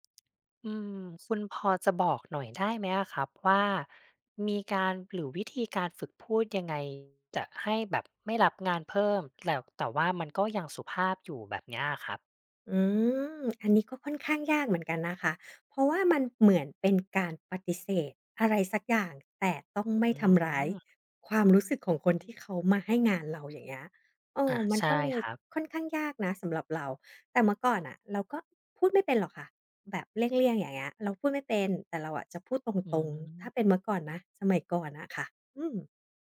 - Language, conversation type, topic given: Thai, podcast, คุณฝึกพูดปฏิเสธการรับงานเพิ่มให้สุภาพได้อย่างไร?
- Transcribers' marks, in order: none